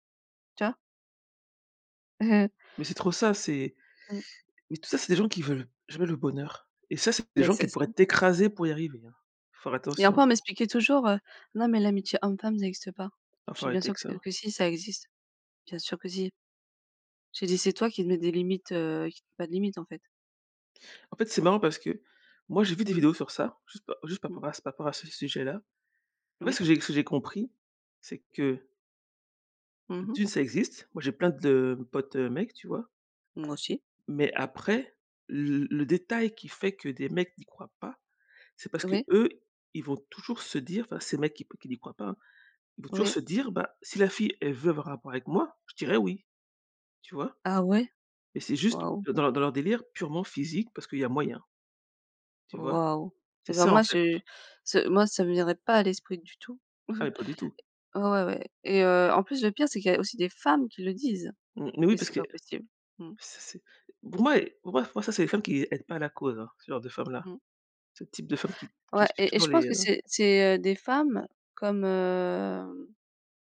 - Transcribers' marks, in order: chuckle; stressed: "t'écraser"; tapping; chuckle; stressed: "femmes"; drawn out: "heu"
- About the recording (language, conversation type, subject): French, unstructured, Est-il acceptable de manipuler pour réussir ?